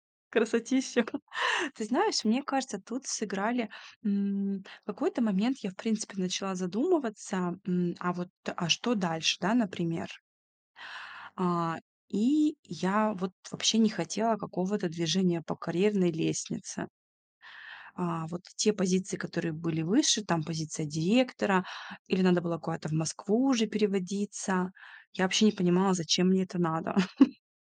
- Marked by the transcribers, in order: other background noise; tapping; chuckle; chuckle
- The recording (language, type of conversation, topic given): Russian, podcast, Как вы решаетесь уйти со стабильной работы?